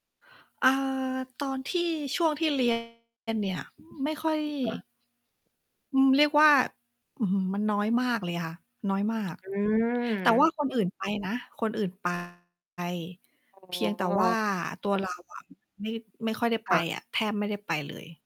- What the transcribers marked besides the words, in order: distorted speech; other background noise
- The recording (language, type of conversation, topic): Thai, unstructured, ชั้นเรียนที่คุณเคยเรียนมา ชั้นไหนสนุกที่สุด?